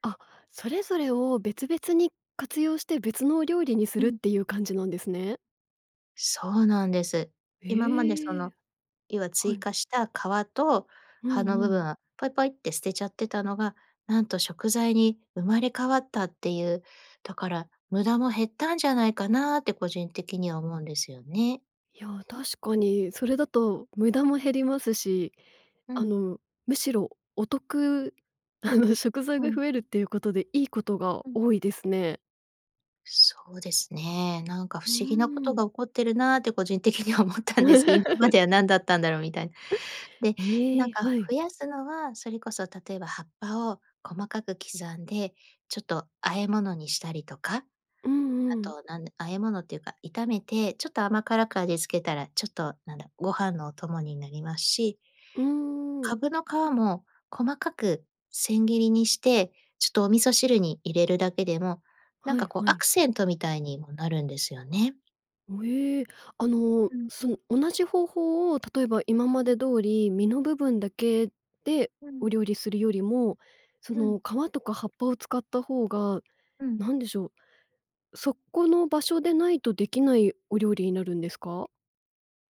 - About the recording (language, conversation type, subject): Japanese, podcast, 食材の無駄を減らすために普段どんな工夫をしていますか？
- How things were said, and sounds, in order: laughing while speaking: "あの"; laughing while speaking: "個人的には思ったんです … ろうみたいな"; laugh